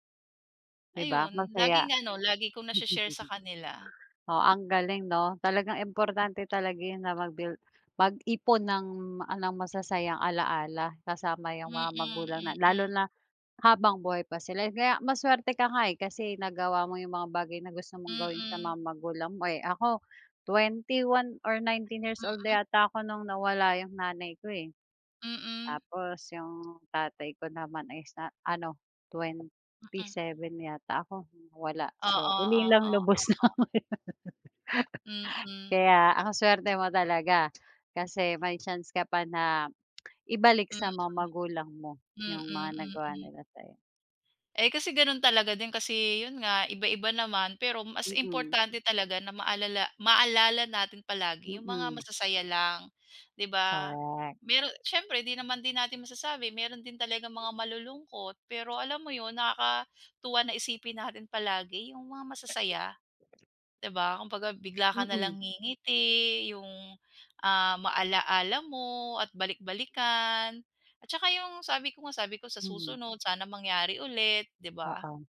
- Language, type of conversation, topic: Filipino, unstructured, Ano ang pinakamasayang karanasan mo kasama ang iyong mga magulang?
- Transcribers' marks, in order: chuckle; other background noise; tapping; laugh; tongue click